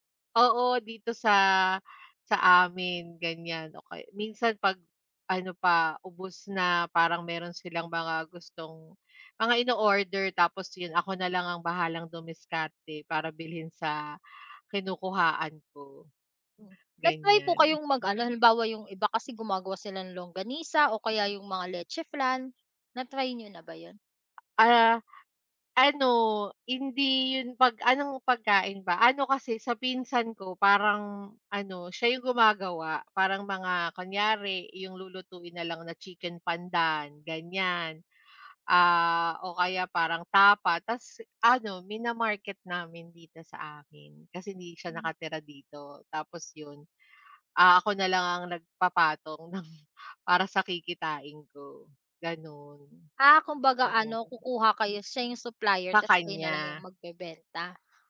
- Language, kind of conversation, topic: Filipino, unstructured, Ano ang mga paborito mong paraan para kumita ng dagdag na pera?
- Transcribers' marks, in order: other background noise; sneeze; other noise; laughing while speaking: "ng"